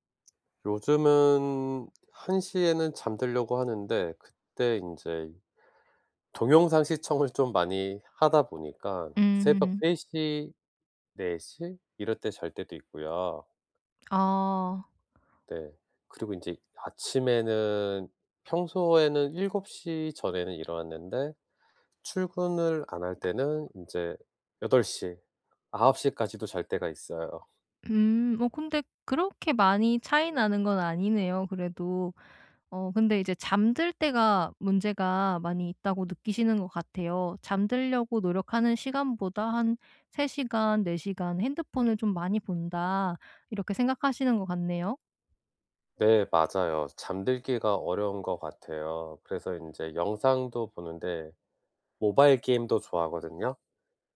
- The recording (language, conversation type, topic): Korean, advice, 하루 일과에 맞춰 규칙적인 수면 습관을 어떻게 시작하면 좋을까요?
- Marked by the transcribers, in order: none